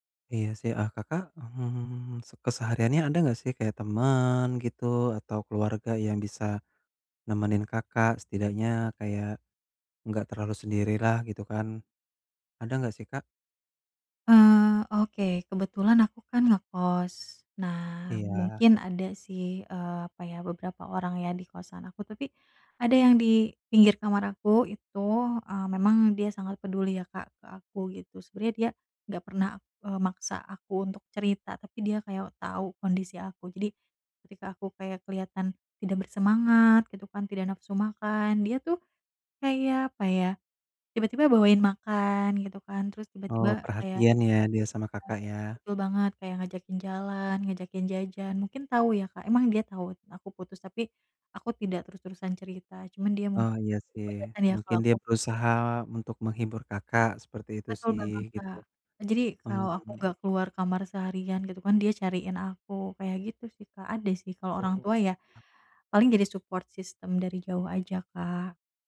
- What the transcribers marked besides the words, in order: in English: "support system"
- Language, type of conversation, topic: Indonesian, advice, Bagaimana cara mengatasi penyesalan dan rasa bersalah setelah putus?